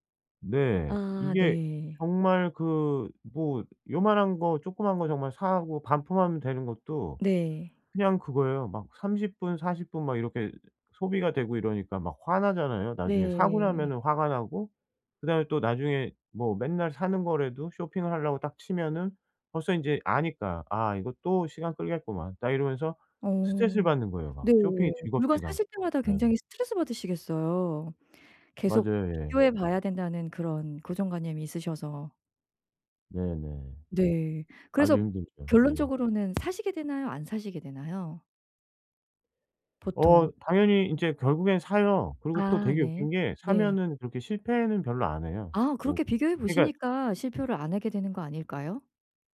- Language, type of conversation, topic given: Korean, advice, 온라인 쇼핑할 때 제품 품질이 걱정될 때 어떻게 안심할 수 있나요?
- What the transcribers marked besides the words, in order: other background noise; tapping